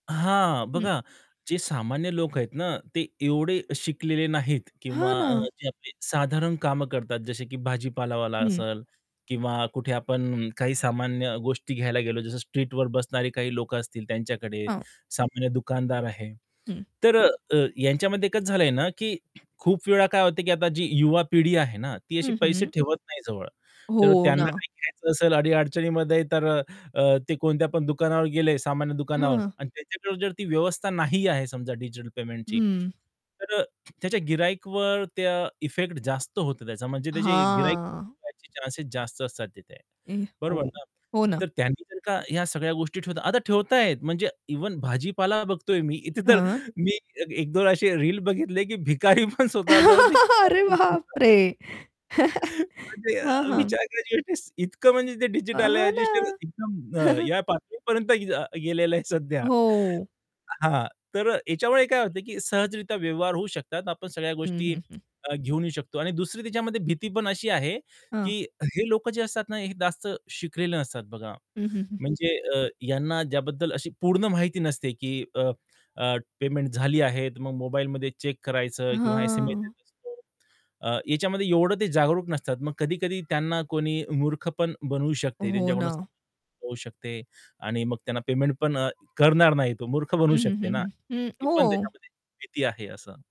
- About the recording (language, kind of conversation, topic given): Marathi, podcast, डिजिटल पैशांमुळे व्यवहार करण्याची पद्धत कशी बदलणार आहे?
- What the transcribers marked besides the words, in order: other background noise; tapping; distorted speech; drawn out: "हां"; chuckle; laughing while speaking: "अरे बाप रे!"; laughing while speaking: "भिकारी पण स्वतः जवळ ते"; chuckle; unintelligible speech; chuckle; unintelligible speech; chuckle; background speech; unintelligible speech; static